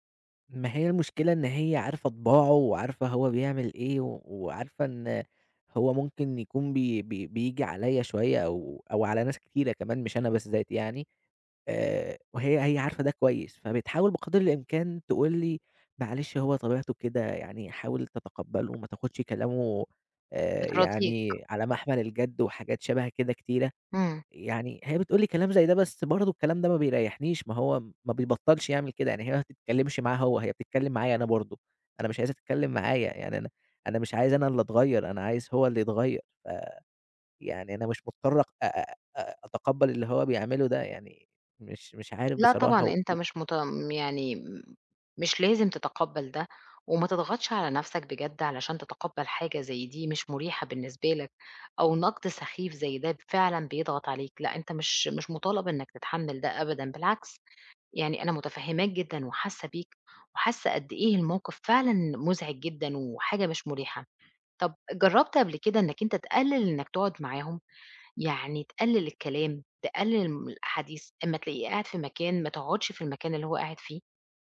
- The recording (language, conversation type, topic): Arabic, advice, إزاي أتعامل مع علاقة متوترة مع قريب بسبب انتقاداته المستمرة؟
- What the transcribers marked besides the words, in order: tapping